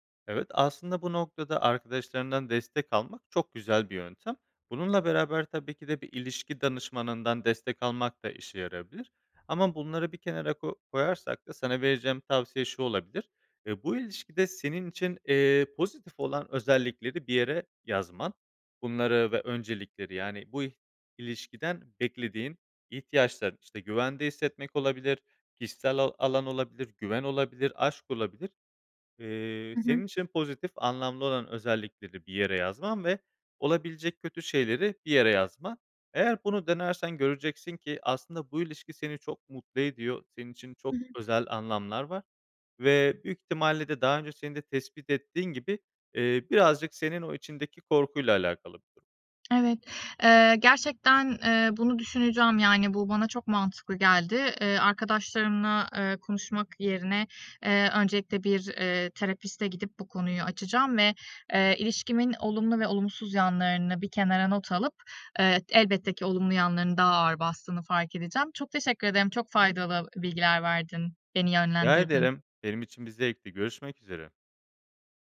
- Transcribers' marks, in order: other background noise
- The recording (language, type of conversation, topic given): Turkish, advice, Evlilik veya birlikte yaşamaya karar verme konusunda yaşadığınız anlaşmazlık nedir?